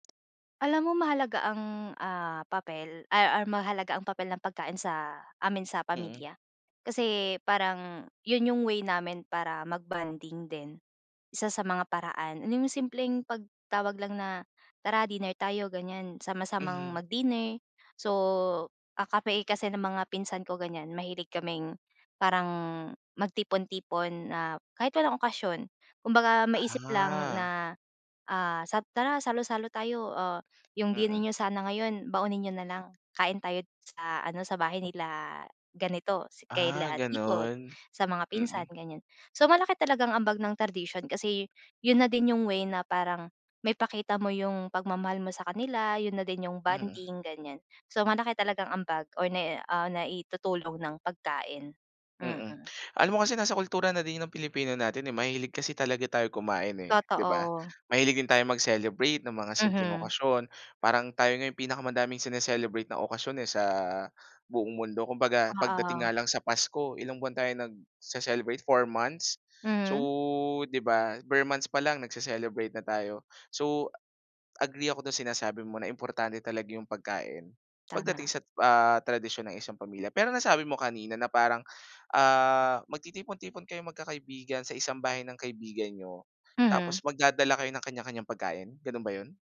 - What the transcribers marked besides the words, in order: other background noise; "kami" said as "kapey"
- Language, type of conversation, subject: Filipino, podcast, Ano ang papel ng pagkain sa mga tradisyon ng inyong pamilya?